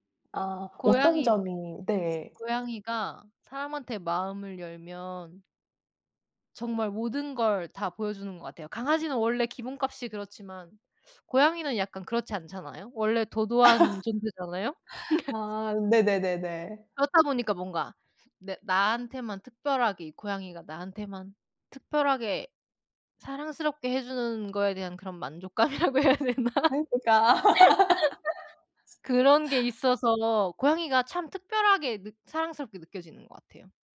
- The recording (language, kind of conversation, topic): Korean, unstructured, 고양이와 강아지 중 어떤 반려동물이 더 사랑스럽다고 생각하시나요?
- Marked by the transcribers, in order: other background noise; laugh; laughing while speaking: "만족감이라고 해야 되나?"; laughing while speaking: "그니까"; laugh